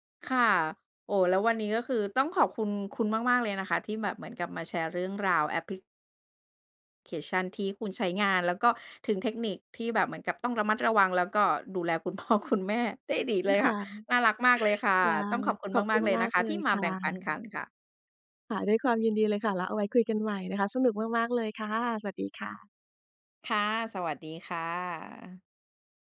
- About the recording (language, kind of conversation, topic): Thai, podcast, คุณช่วยเล่าให้ฟังหน่อยได้ไหมว่าแอปไหนที่ช่วยให้ชีวิตคุณง่ายขึ้น?
- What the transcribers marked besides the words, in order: laughing while speaking: "คุณพ่อคุณแม่"; chuckle